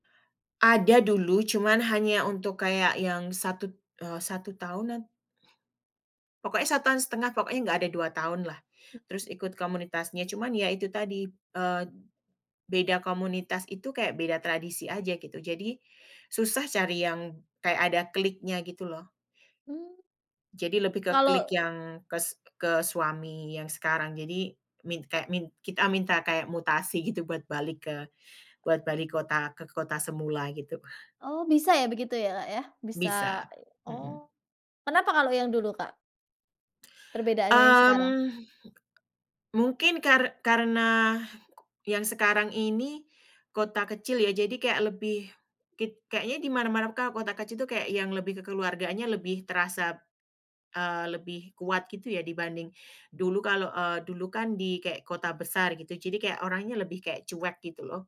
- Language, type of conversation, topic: Indonesian, podcast, Tradisi komunitas apa di tempatmu yang paling kamu sukai?
- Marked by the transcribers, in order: in Javanese: "Pokoke"; other background noise; tapping